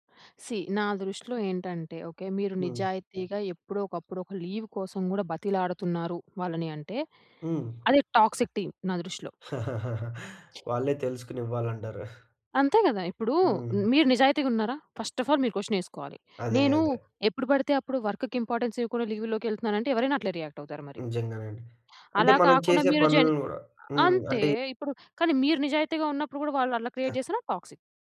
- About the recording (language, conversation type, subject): Telugu, podcast, ఉద్యోగంలో మీ అవసరాలను మేనేజర్‌కు మర్యాదగా, స్పష్టంగా ఎలా తెలియజేస్తారు?
- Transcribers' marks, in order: in English: "సీ"; in English: "లీవ్"; in English: "టాక్సిక్ టీం"; chuckle; tapping; in English: "ఫస్ట్ అఫ్ ఆల్"; in English: "క్వెషన్"; in English: "వర్క్‌కి ఇంపార్టెన్స్"; in English: "లీవ్"; in English: "రియాక్ట్"; in English: "క్రియేట్"; other background noise; in English: "టాక్సిక్"